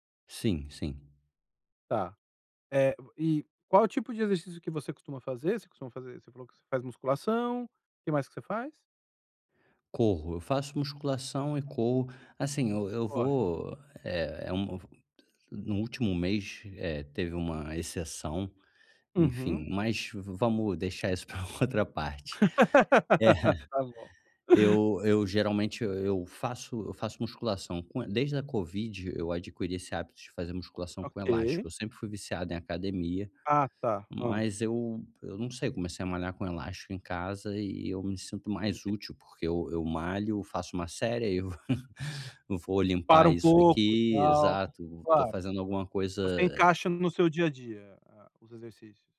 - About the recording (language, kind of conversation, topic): Portuguese, advice, Como retomar o progresso após um deslize momentâneo?
- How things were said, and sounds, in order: chuckle; laugh; chuckle